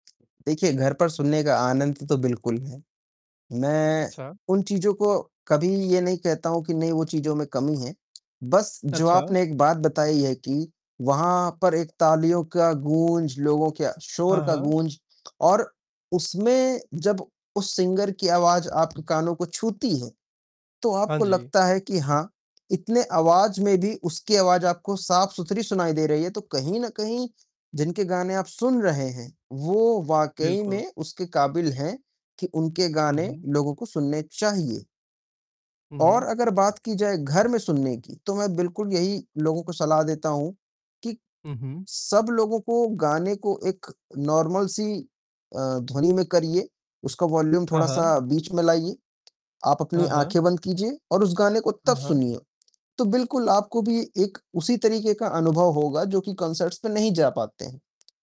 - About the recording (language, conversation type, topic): Hindi, unstructured, क्या आपको जीवंत संगीत कार्यक्रम में जाना पसंद है, और क्यों?
- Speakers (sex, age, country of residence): male, 25-29, Finland; male, 55-59, India
- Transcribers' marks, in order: distorted speech; static; in English: "सिंगर"; in English: "नॉर्मल"; in English: "वॉल्यूम"; in English: "कॉन्सर्ट्स"